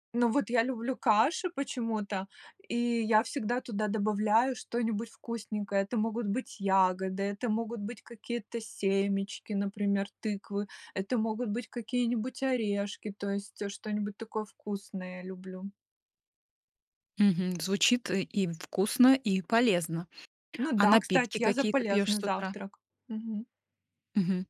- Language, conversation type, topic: Russian, podcast, Как ты начинаешь утро, чтобы весь день чувствовать себя лучше?
- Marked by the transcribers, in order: none